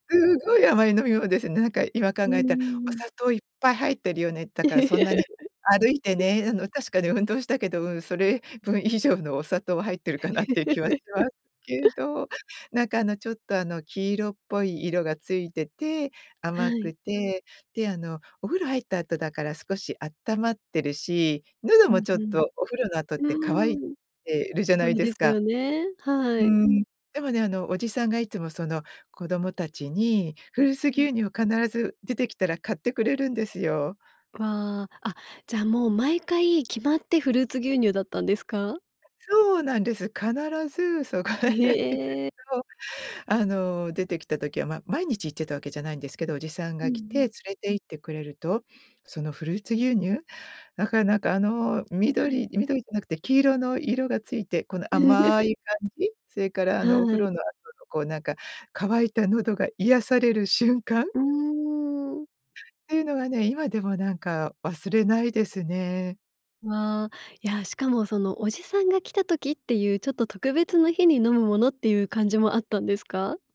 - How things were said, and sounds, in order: chuckle; chuckle; laughing while speaking: "そこへ行くと"; chuckle
- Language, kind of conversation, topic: Japanese, podcast, 子どもの頃にほっとする味として思い出すのは何ですか？